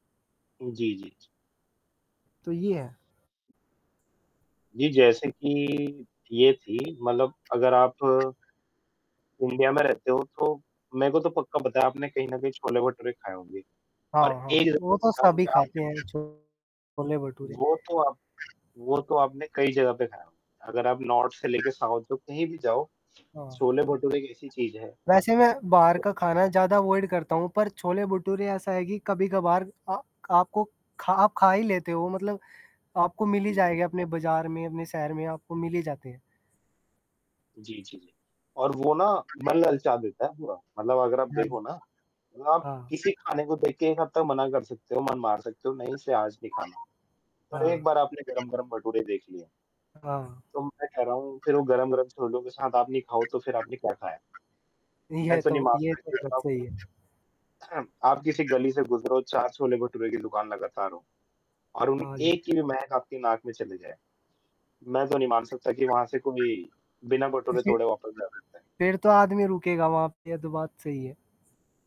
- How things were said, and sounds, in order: static; distorted speech; horn; unintelligible speech; in English: "नॉर्थ"; in English: "साउथ"; other background noise; in English: "अवॉइड"; unintelligible speech; unintelligible speech; throat clearing; unintelligible speech
- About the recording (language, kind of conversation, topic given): Hindi, unstructured, खाने में मसालों की क्या भूमिका होती है?
- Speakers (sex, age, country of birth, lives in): male, 20-24, India, India; male, 25-29, India, India